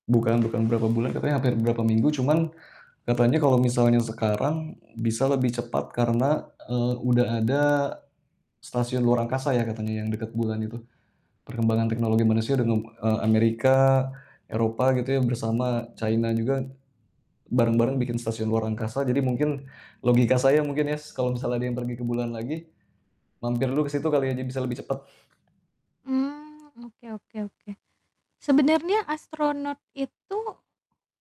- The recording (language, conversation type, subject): Indonesian, unstructured, Bagaimana pendapatmu tentang perjalanan manusia pertama ke bulan?
- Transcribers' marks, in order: other background noise; distorted speech; tapping